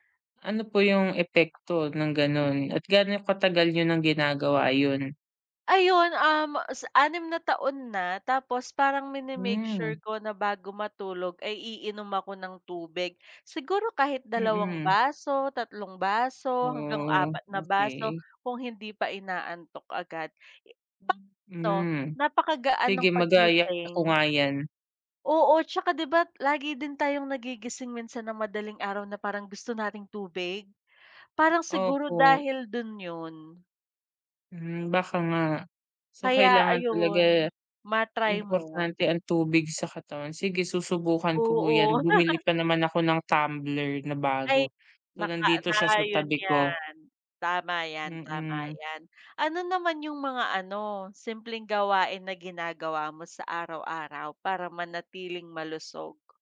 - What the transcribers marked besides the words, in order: chuckle; other background noise
- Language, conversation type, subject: Filipino, unstructured, Paano mo pinananatiling malusog ang iyong katawan araw-araw?